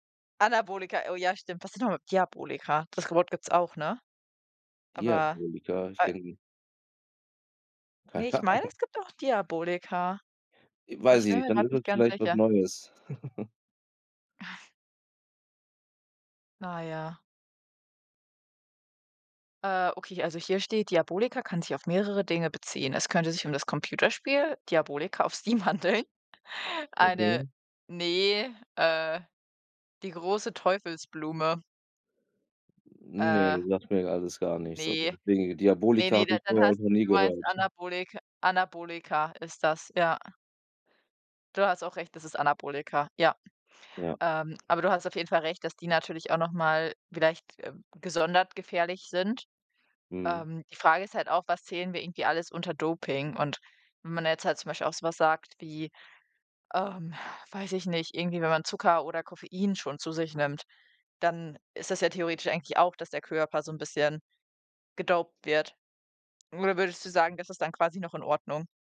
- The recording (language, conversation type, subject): German, unstructured, Wie siehst du den Einfluss von Doping auf den Sport?
- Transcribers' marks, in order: laughing while speaking: "Keine Ahnung"; chuckle; laughing while speaking: "auf Steam handeln"